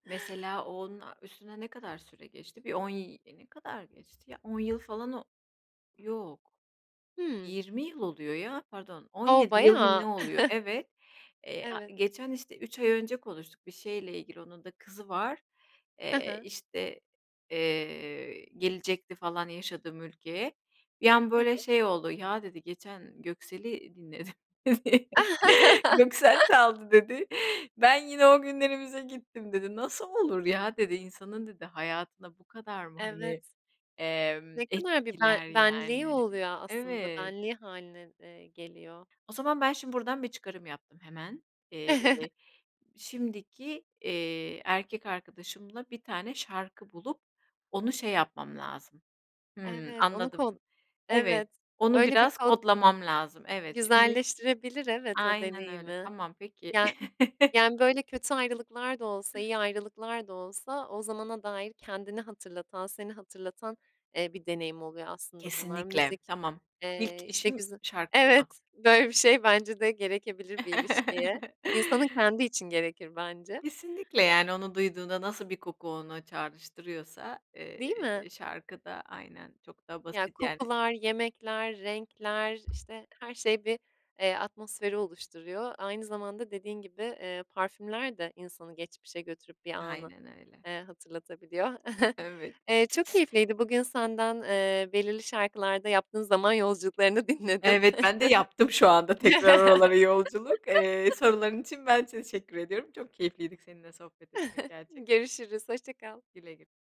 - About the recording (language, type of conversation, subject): Turkish, podcast, Hangi şarkıyı duyunca aklınıza belirli bir kişi geliyor?
- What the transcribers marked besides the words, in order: tapping; other background noise; chuckle; laughing while speaking: "dinledim dedi. Göksel"; laugh; chuckle; laughing while speaking: "dedi"; chuckle; unintelligible speech; chuckle; unintelligible speech; laugh; chuckle; joyful: "yaptım şu anda tekrar oralara yolculuk. Eee, soruların için ben çeşekkür ediyorum"; laughing while speaking: "dinledim"; laugh; "teşekkür" said as "çeşekkür"; chuckle